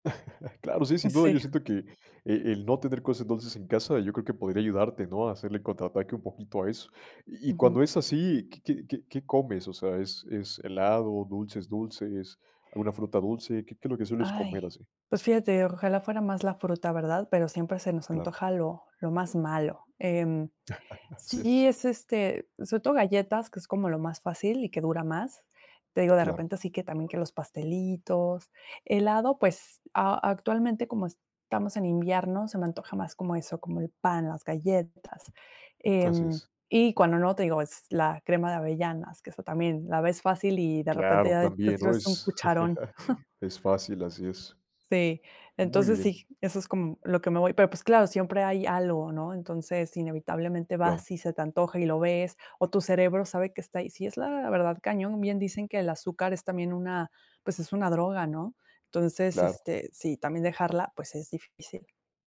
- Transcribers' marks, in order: chuckle; other noise; chuckle; other background noise; chuckle
- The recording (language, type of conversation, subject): Spanish, advice, ¿Cómo puedo evitar comer por emociones cuando estoy estresado o triste?